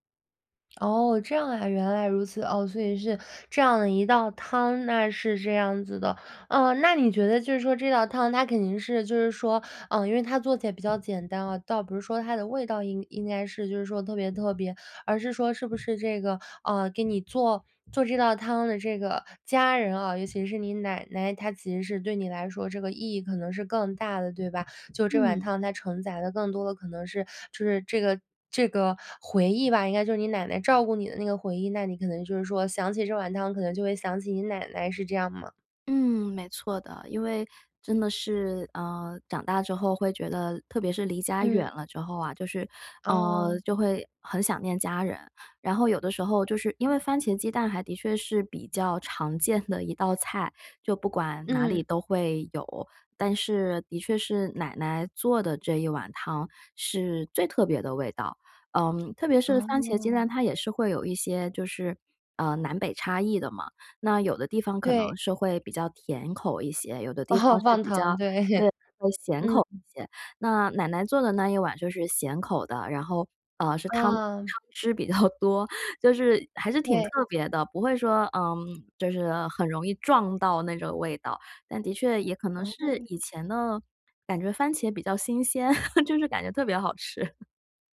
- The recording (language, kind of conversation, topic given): Chinese, podcast, 有没有一碗汤能让你瞬间觉得安心？
- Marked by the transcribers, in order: lip smack; other background noise; laughing while speaking: "哦"; laughing while speaking: "对"; laughing while speaking: "比较多"; chuckle; laughing while speaking: "特别好吃"